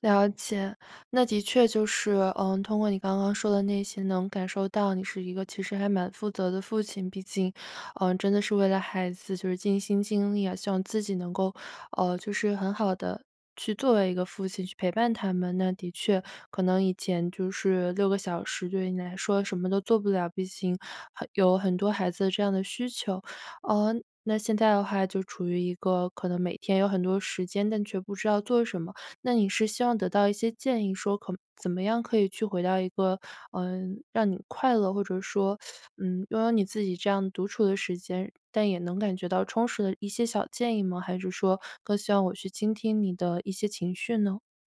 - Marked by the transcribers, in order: other background noise; teeth sucking
- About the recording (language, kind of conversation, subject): Chinese, advice, 子女离家后，空巢期的孤独感该如何面对并重建自己的生活？